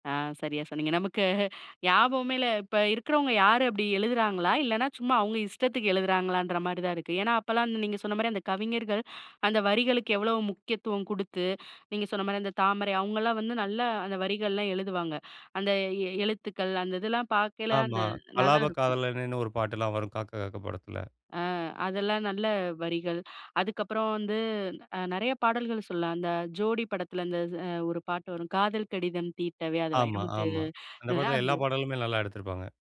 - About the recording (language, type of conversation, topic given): Tamil, podcast, வயது கூடும்போது உங்கள் இசை ரசனை எப்படி மாறியது?
- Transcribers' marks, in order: laughing while speaking: "நமக்கு"; unintelligible speech